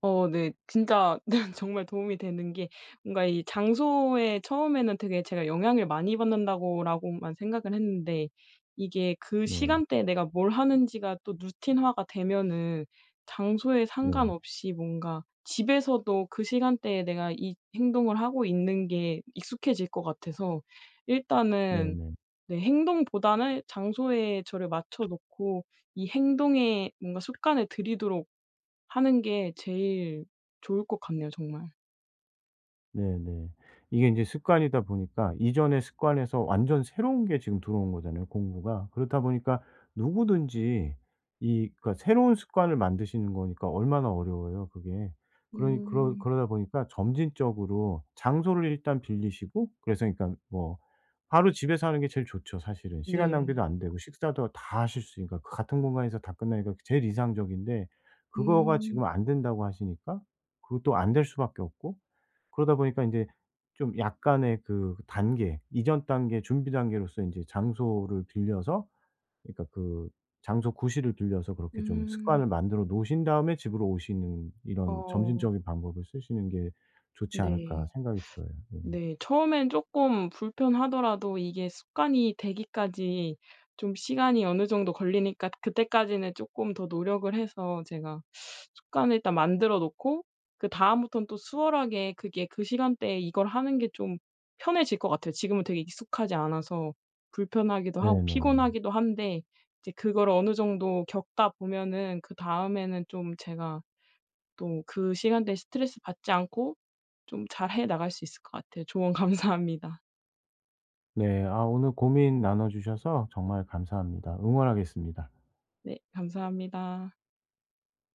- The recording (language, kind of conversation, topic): Korean, advice, 어떻게 새로운 일상을 만들고 꾸준한 습관을 들일 수 있을까요?
- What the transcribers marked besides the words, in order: laugh; other background noise; teeth sucking; laughing while speaking: "감사합니다"